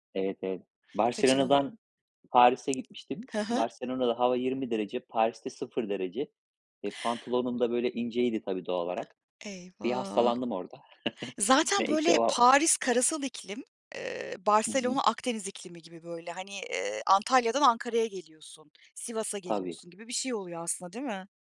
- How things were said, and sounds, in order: tapping; unintelligible speech; drawn out: "Eyvah"; chuckle
- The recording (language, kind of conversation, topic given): Turkish, podcast, Seyahatte başına gelen en komik aksilik neydi, anlatır mısın?